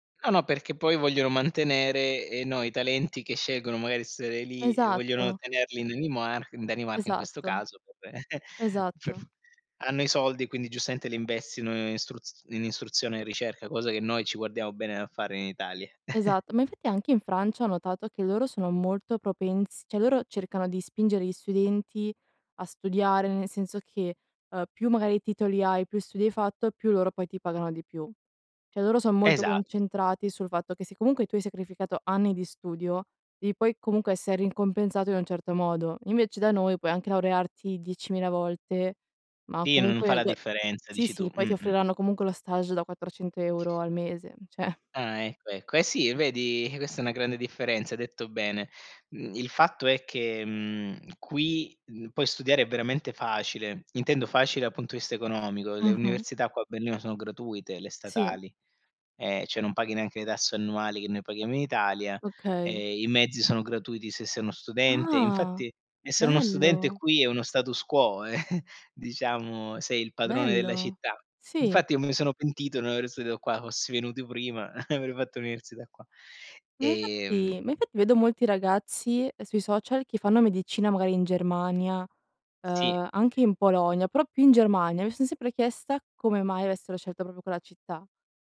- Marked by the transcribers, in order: chuckle; "cioè" said as "ceh"; "investono" said as "investino"; chuckle; tapping; "ricompensato" said as "rincompensato"; unintelligible speech; other background noise; laughing while speaking: "cioè"; "cioè" said as "ceh"; stressed: "Ah, Bello"; chuckle; laughing while speaking: "avrei"
- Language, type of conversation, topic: Italian, unstructured, Quali problemi sociali ti sembrano più urgenti nella tua città?